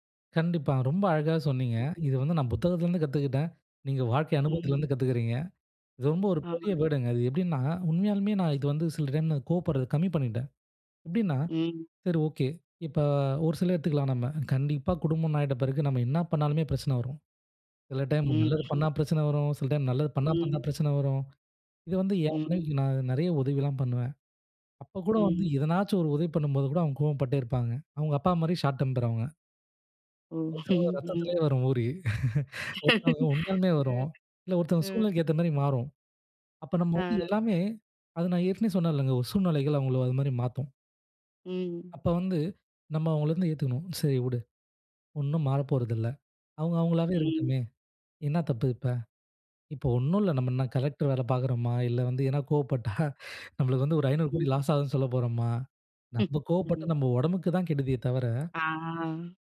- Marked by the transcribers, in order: other background noise; in English: "வேர்டுங்க"; in English: "ஷார்ட் டெம்பர்"; chuckle; laugh; in English: "லாஸ்"; chuckle; drawn out: "அ"
- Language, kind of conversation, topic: Tamil, podcast, உங்கள் கோபத்தை சமாளிக்க நீங்கள் என்ன செய்கிறீர்கள்?